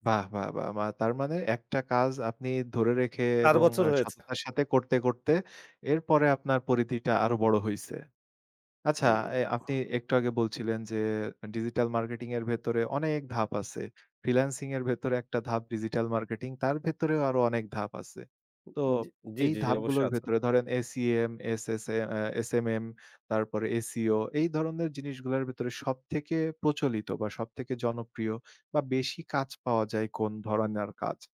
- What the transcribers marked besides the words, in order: tapping; other background noise
- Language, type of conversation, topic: Bengali, podcast, ফ্রিল্যান্সিং শুরু করতে হলে প্রথমে কী করা উচিত?